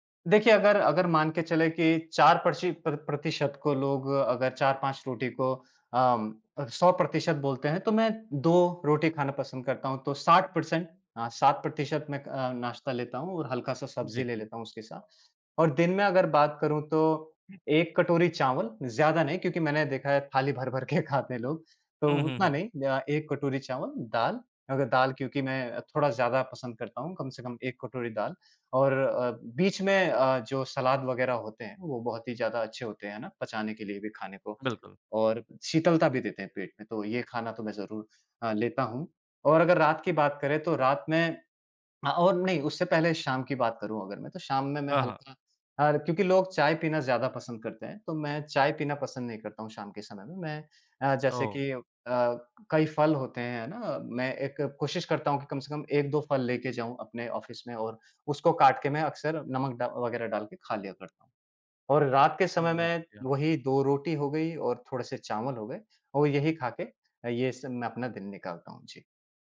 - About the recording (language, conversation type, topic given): Hindi, podcast, खाने में संतुलन बनाए रखने का आपका तरीका क्या है?
- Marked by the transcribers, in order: laughing while speaking: "खाते हैं लोग"; in English: "ऑफ़िस"